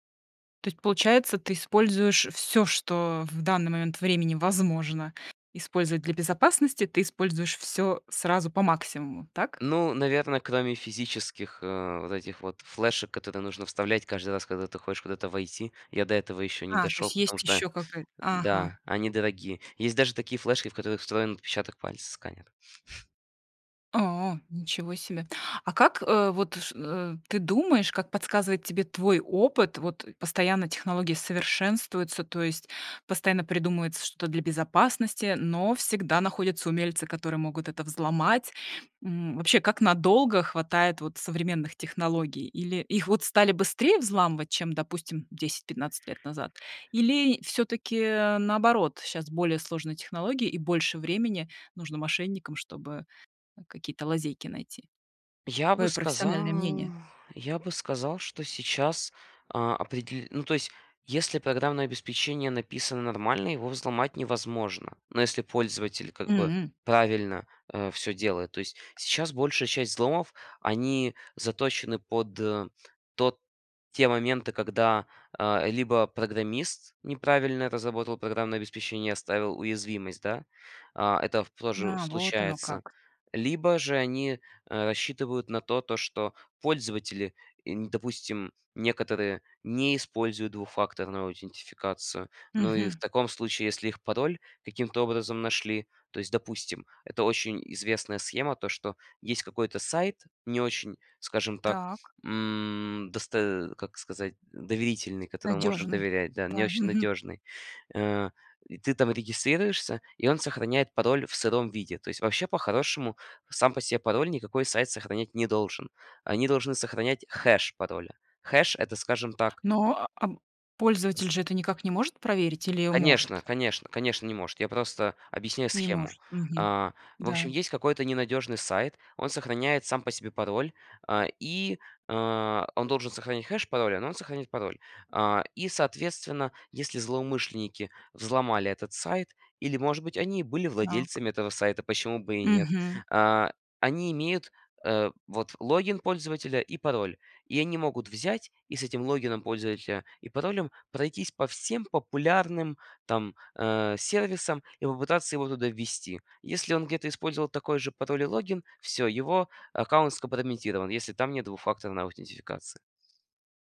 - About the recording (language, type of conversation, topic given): Russian, podcast, Как ты организуешь работу из дома с помощью технологий?
- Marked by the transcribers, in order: tapping; drawn out: "сказал"; drawn out: "М"; other background noise; chuckle